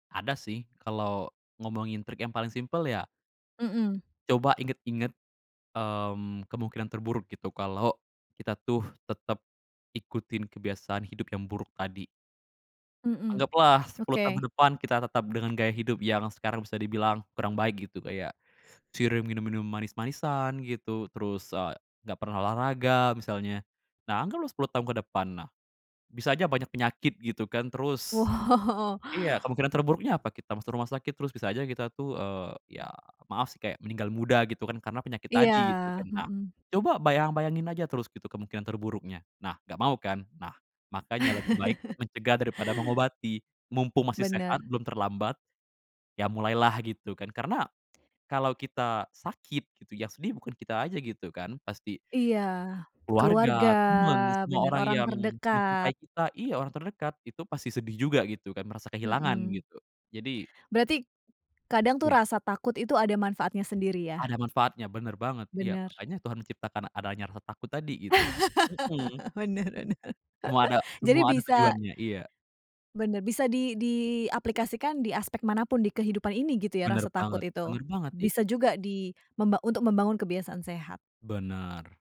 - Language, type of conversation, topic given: Indonesian, podcast, Bagaimana kamu membangun kebiasaan hidup sehat dari nol?
- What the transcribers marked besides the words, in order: laughing while speaking: "Woh"; laugh; laugh